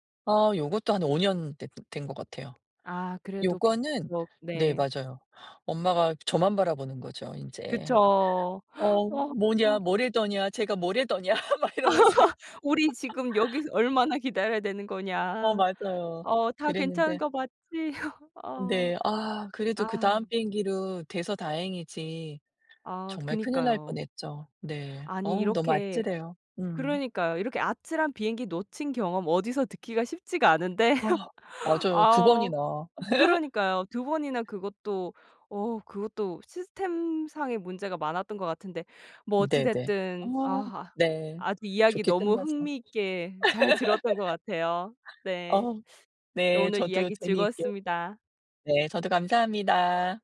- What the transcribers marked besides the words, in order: tapping; unintelligible speech; gasp; laugh; laughing while speaking: "막 이러면서"; laugh; laugh; laughing while speaking: "않은데"; laugh; other background noise; laugh
- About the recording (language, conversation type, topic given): Korean, podcast, 비행기를 놓친 적이 있으신가요? 그때는 어떻게 대처하셨나요?